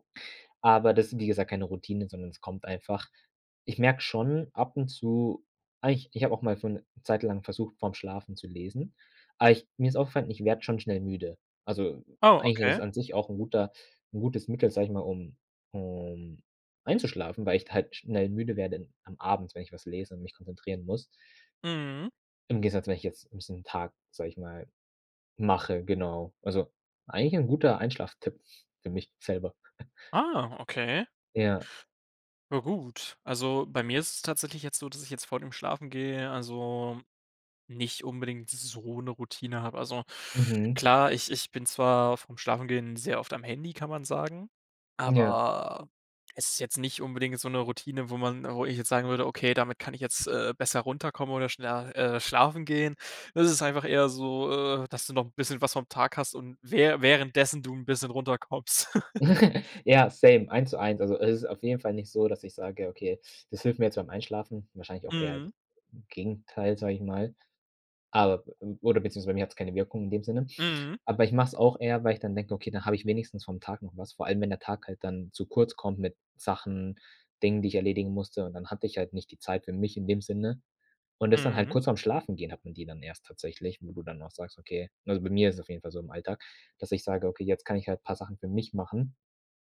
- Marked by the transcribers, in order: unintelligible speech; chuckle; laughing while speaking: "runterkommst"; chuckle; laugh; in English: "same"
- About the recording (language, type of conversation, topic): German, podcast, Was hilft dir beim Einschlafen, wenn du nicht zur Ruhe kommst?